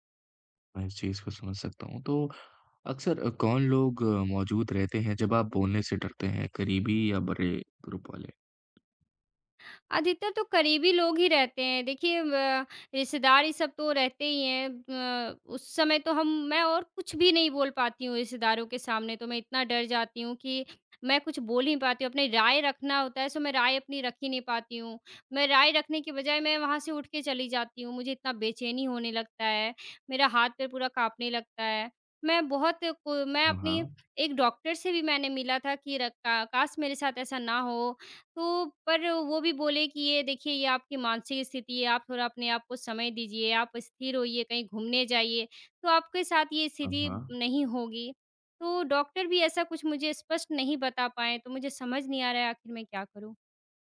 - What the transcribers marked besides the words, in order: in English: "ग्रुप"; tapping
- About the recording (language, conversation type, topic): Hindi, advice, क्या आपको दोस्तों या परिवार के बीच अपनी राय रखने में डर लगता है?